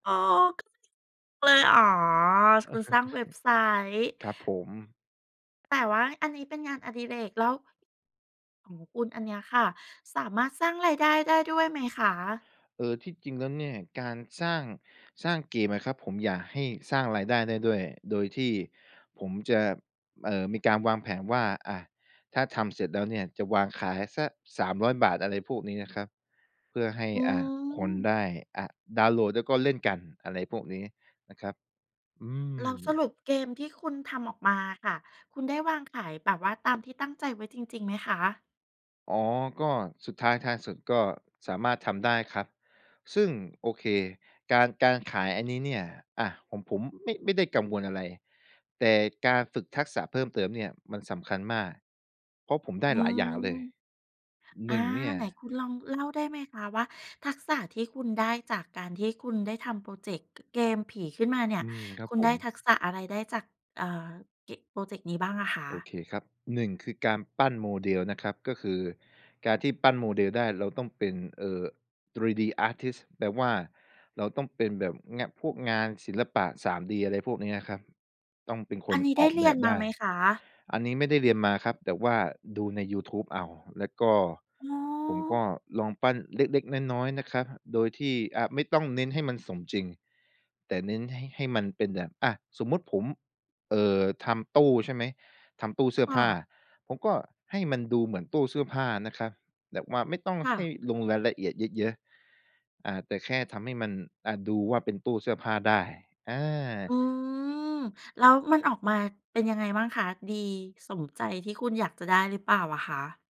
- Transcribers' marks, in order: unintelligible speech; chuckle; in English: "อาร์ตทิสต์"
- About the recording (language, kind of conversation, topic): Thai, podcast, คุณทำโปรเจกต์ในโลกจริงเพื่อฝึกทักษะของตัวเองอย่างไร?